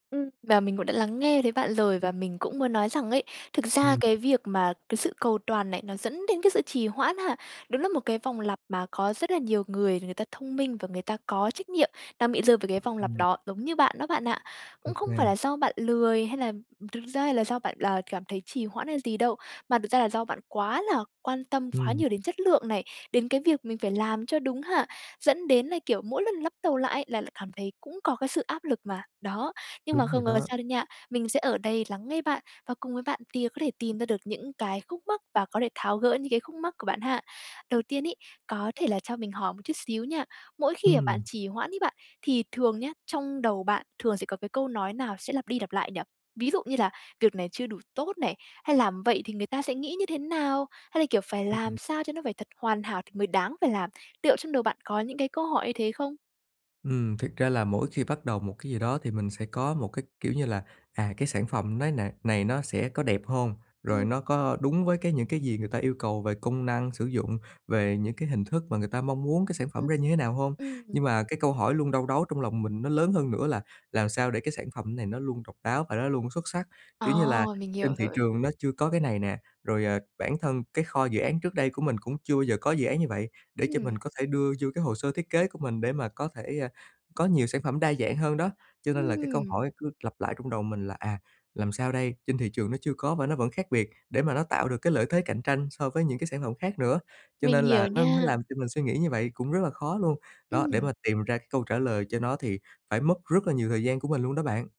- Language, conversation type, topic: Vietnamese, advice, Làm thế nào để vượt qua cầu toàn gây trì hoãn và bắt đầu công việc?
- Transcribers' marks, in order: other background noise; "tìm" said as "tìa"; tapping; "Liệu" said as "tiệu"